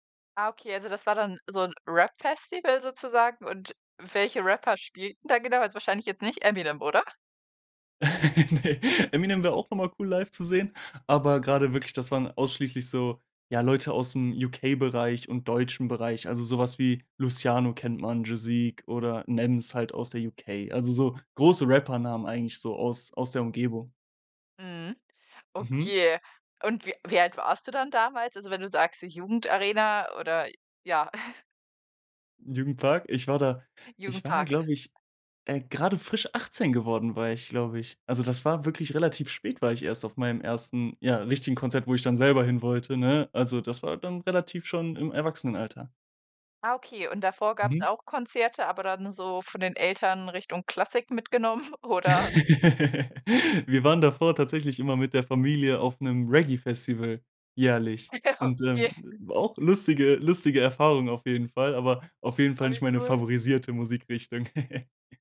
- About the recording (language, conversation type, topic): German, podcast, Woran erinnerst du dich, wenn du an dein erstes Konzert zurückdenkst?
- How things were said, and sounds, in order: chuckle; chuckle; laughing while speaking: "mitgenommen"; laugh; laughing while speaking: "Ja, okay"; chuckle